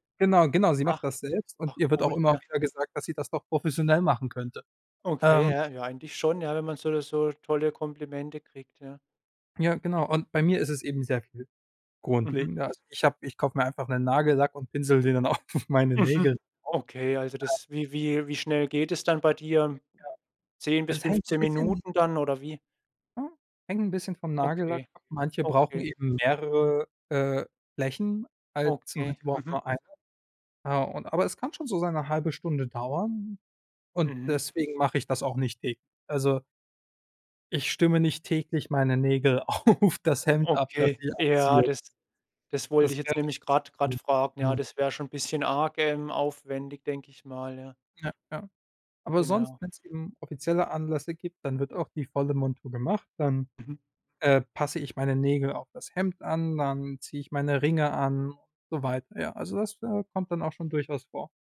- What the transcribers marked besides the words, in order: laughing while speaking: "auf"; laughing while speaking: "auf"; unintelligible speech
- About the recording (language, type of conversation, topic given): German, podcast, Bist du eher minimalistisch oder eher expressiv angezogen?